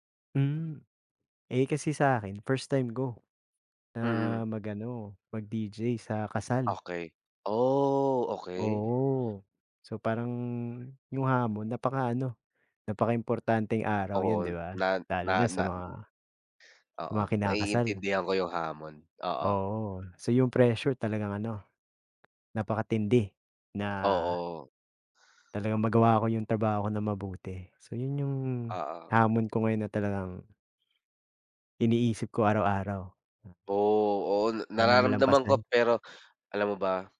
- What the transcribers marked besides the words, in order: gasp; breath; breath
- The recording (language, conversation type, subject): Filipino, unstructured, Ano ang pinakamalaking hamon na nais mong mapagtagumpayan sa hinaharap?